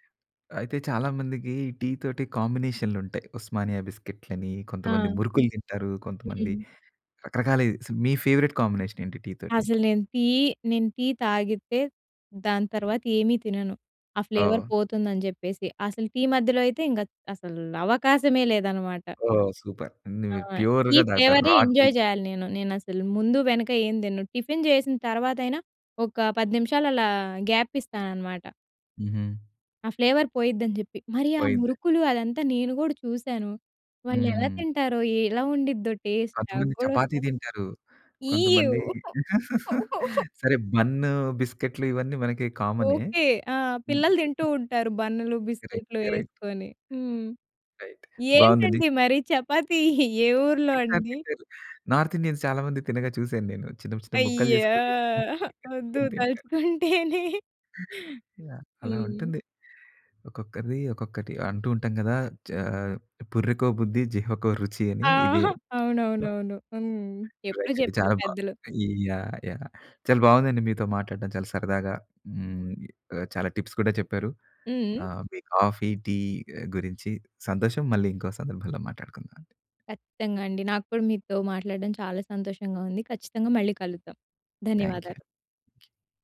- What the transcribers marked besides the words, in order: tapping; in English: "ఫేవరైట్"; in English: "ఫ్లేవర్"; in English: "సూపర్"; in English: "ప్యూర్‌గా"; in English: "ఎంజాయ్"; in English: "రా టీ"; in English: "టిఫిన్"; in English: "గ్యాప్"; in English: "ఫ్లేవర్"; in English: "టేస్ట్?"; disgusted: "ఈవ్!"; chuckle; in English: "కరెక్ట్. కరెక్ట్"; in English: "రైట్"; other background noise; in English: "నార్త్ ఇండియన్స్"; disgusted: "అయ్యా!"; laughing while speaking: "వద్దు తలుచుకుంటేనే"; other noise; in English: "రైట్"; in English: "టిప్స్"; in English: "కాఫీ"
- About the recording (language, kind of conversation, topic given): Telugu, podcast, కాఫీ లేదా టీ తాగే విషయంలో మీరు పాటించే అలవాట్లు ఏమిటి?